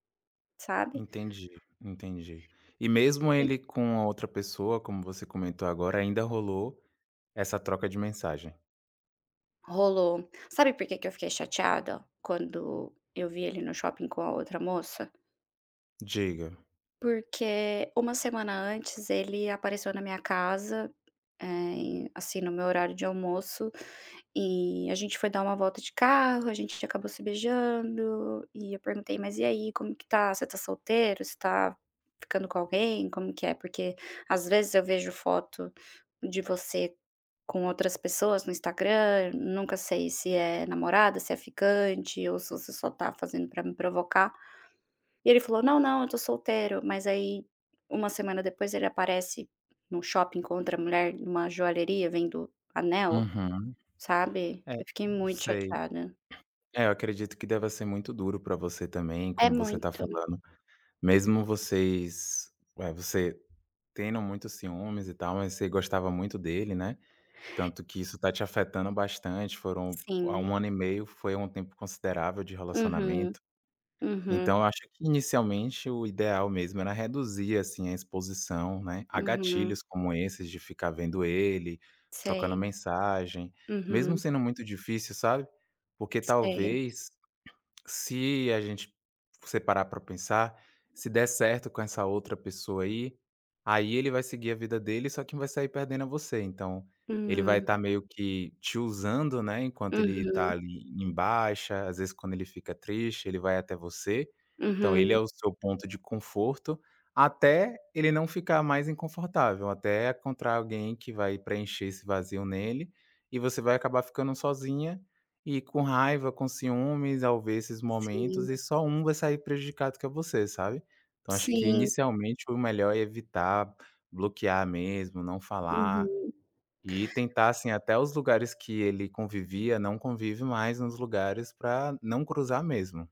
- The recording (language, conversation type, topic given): Portuguese, advice, Como lidar com um ciúme intenso ao ver o ex com alguém novo?
- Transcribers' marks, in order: tapping; other background noise